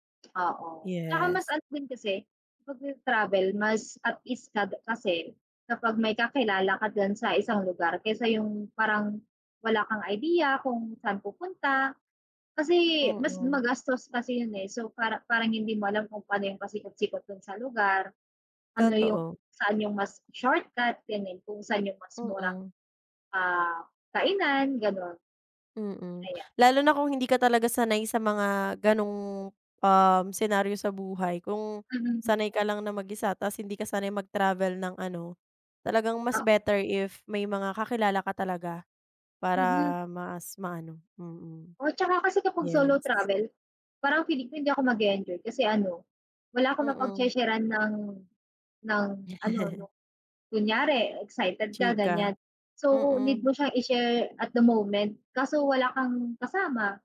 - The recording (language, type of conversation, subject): Filipino, unstructured, Ano ang mga paraan para makatipid sa mga gastos habang naglalakbay?
- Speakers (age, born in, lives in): 18-19, Philippines, Philippines; 25-29, Philippines, Philippines
- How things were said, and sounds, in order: chuckle